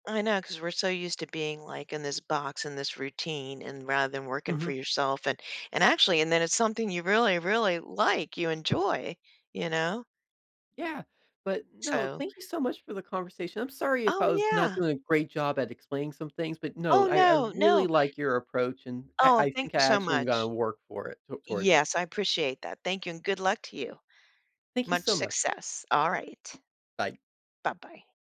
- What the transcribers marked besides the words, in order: other background noise
- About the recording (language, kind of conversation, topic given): English, advice, How can I manage my nerves and make a confident start at my new job?